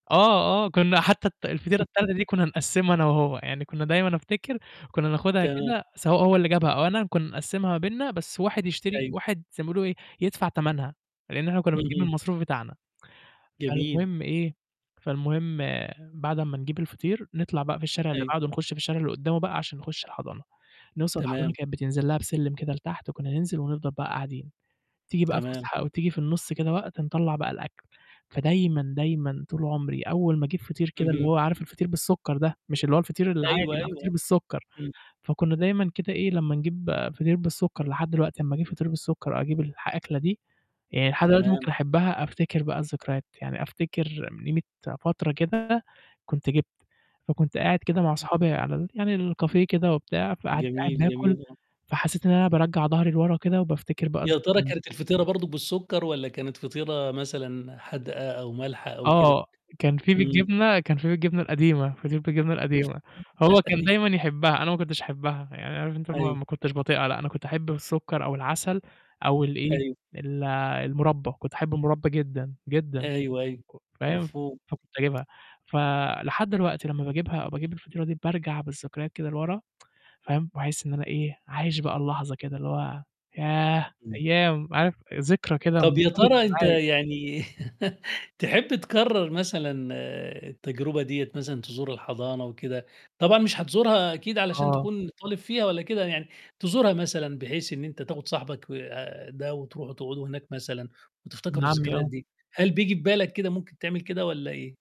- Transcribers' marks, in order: laugh; tapping; distorted speech; in English: "الcafe"; laugh; tsk; laugh
- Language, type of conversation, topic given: Arabic, podcast, إيه الذكرى اللي من طفولتك ولسه مأثرة فيك، وإيه اللي حصل فيها؟